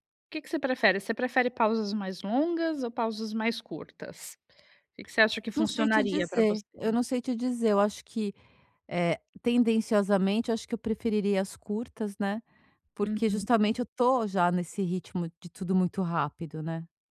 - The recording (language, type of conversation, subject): Portuguese, advice, Como equilibrar pausas e trabalho sem perder o ritmo?
- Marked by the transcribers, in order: none